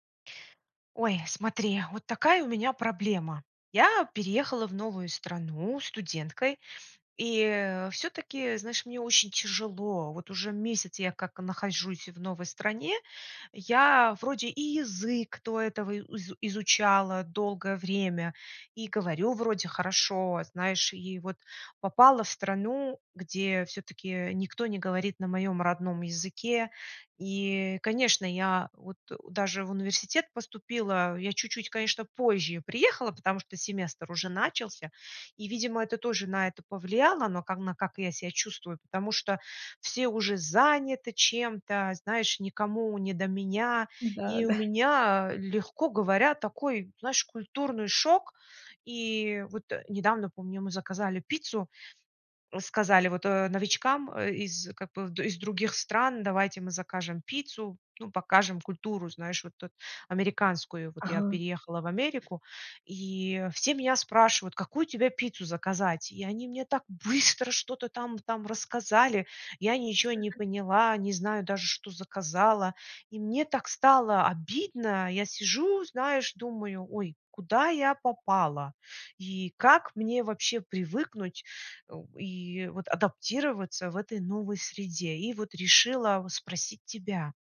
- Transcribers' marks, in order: other background noise; laughing while speaking: "да"; stressed: "быстро"
- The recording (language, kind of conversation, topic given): Russian, advice, Как быстрее привыкнуть к новым нормам поведения после переезда в другую страну?